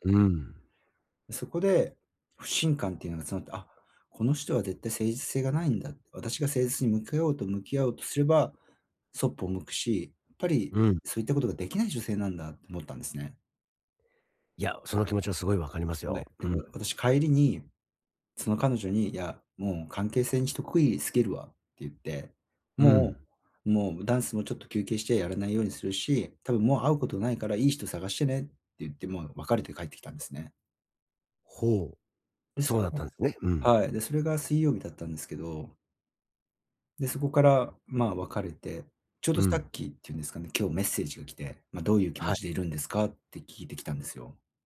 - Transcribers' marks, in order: tapping
- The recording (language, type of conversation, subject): Japanese, advice, 別れの後、新しい関係で感情を正直に伝えるにはどうすればいいですか？